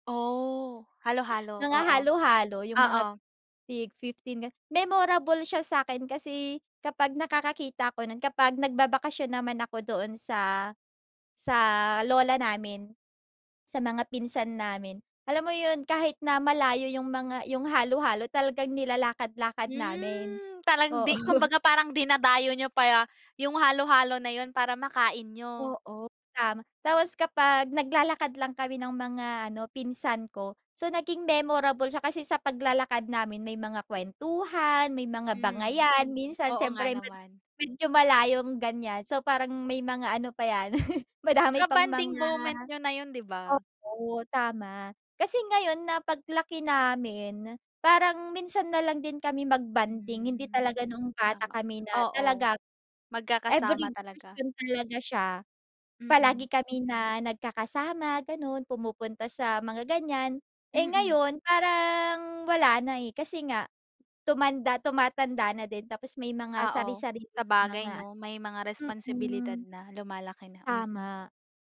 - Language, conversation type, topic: Filipino, podcast, Anong pagkain ang agad na nagpapabalik sa’yo sa pagkabata?
- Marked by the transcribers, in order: drawn out: "Hmm"; laugh; laugh; drawn out: "parang"